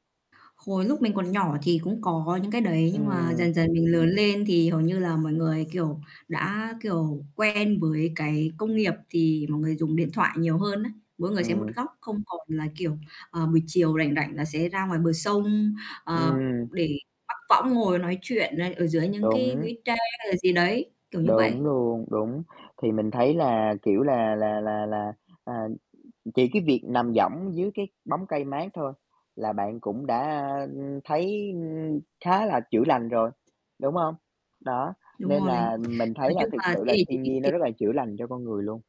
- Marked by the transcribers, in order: other background noise; distorted speech; other noise
- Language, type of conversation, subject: Vietnamese, unstructured, Bạn có thấy thiên nhiên giúp bạn giảm căng thẳng không?